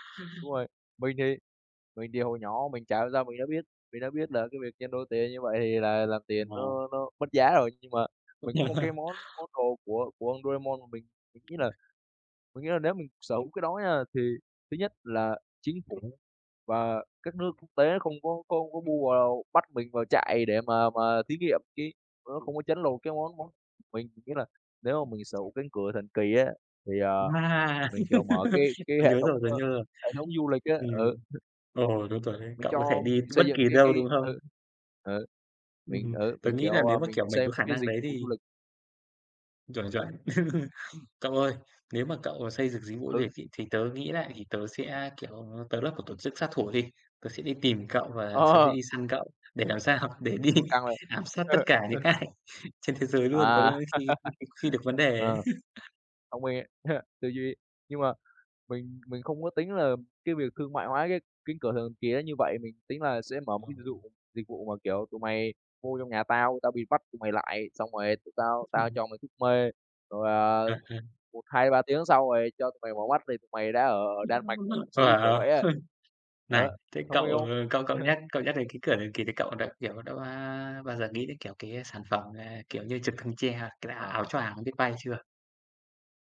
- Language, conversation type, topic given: Vietnamese, unstructured, Bạn có ước mơ nào chưa từng nói với ai không?
- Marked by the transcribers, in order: laugh; other background noise; tapping; laugh; other noise; laugh; laughing while speaking: "Ờ"; laughing while speaking: "sao?"; laughing while speaking: "đi"; laugh; laughing while speaking: "ai"; laugh; unintelligible speech; laugh; laugh; laugh